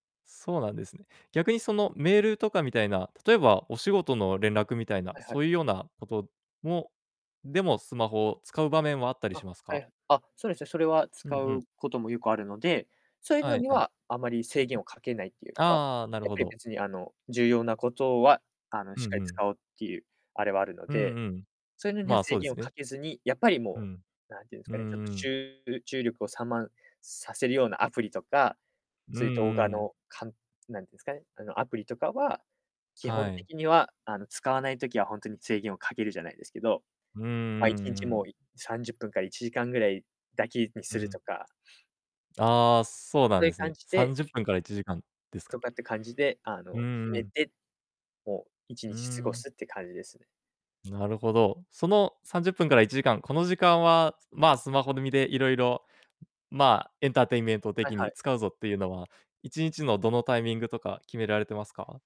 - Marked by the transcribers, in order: distorted speech
- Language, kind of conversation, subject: Japanese, podcast, スマホの使いすぎを、どうやってコントロールしていますか？